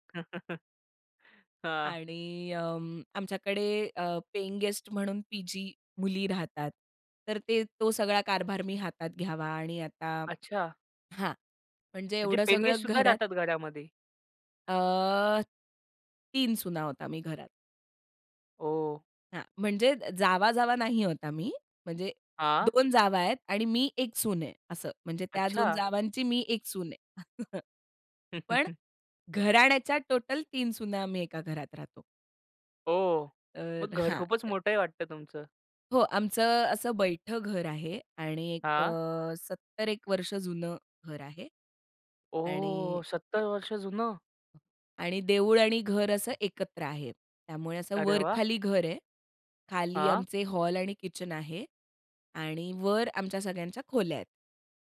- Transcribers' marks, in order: tapping; chuckle; drawn out: "अह"; laugh; chuckle; other background noise
- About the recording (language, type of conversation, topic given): Marathi, podcast, सासरकडील अपेक्षा कशा हाताळाल?